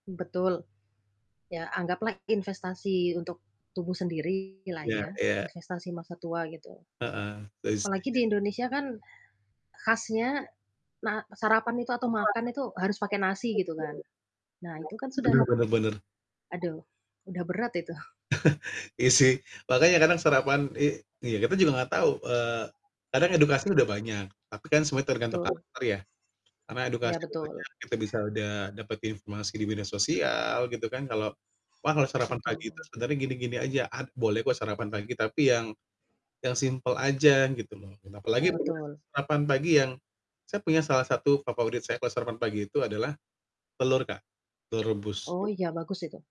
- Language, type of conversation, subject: Indonesian, unstructured, Apa kebiasaan pagi yang membuat harimu lebih baik?
- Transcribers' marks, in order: static; distorted speech; background speech; other background noise; chuckle; tapping; unintelligible speech; unintelligible speech